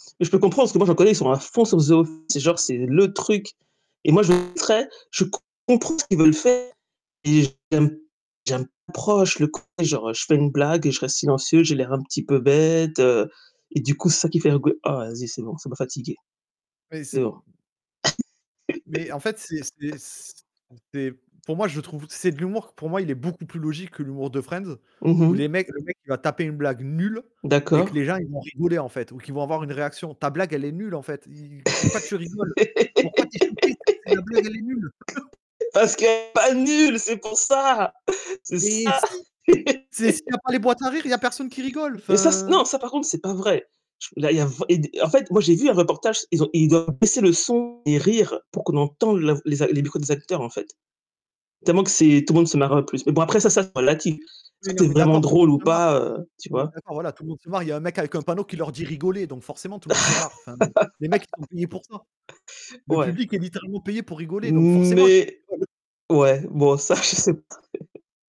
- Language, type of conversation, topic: French, unstructured, Les comédies sont-elles plus réconfortantes que les drames ?
- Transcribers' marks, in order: distorted speech; unintelligible speech; unintelligible speech; other noise; laugh; tapping; laugh; unintelligible speech; laugh; unintelligible speech; laugh; laugh